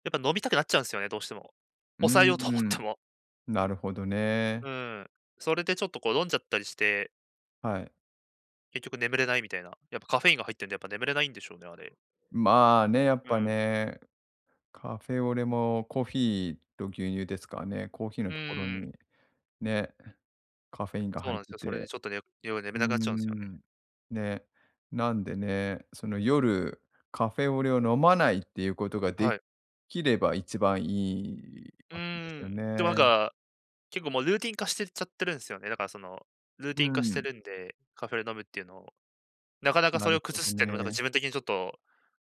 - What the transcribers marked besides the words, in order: none
- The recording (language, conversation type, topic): Japanese, advice, カフェインの摂取量を減らして上手に管理するにはどうすればよいですか？